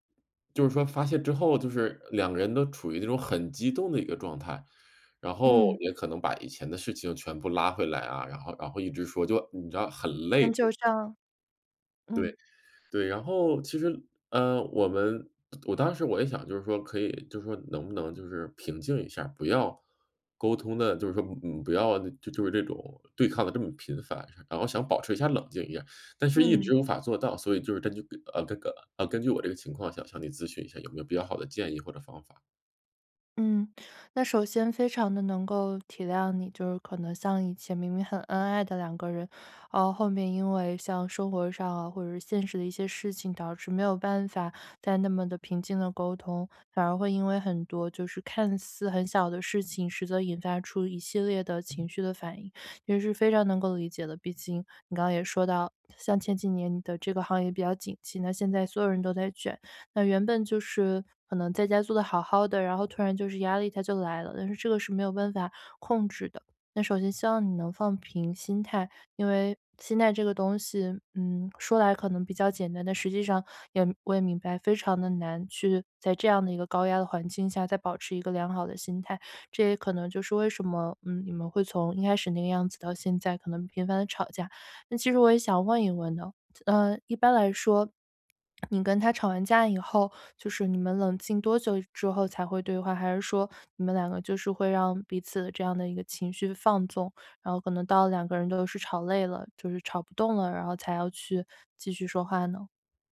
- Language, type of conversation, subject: Chinese, advice, 在争吵中如何保持冷静并有效沟通？
- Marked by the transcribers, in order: unintelligible speech; other background noise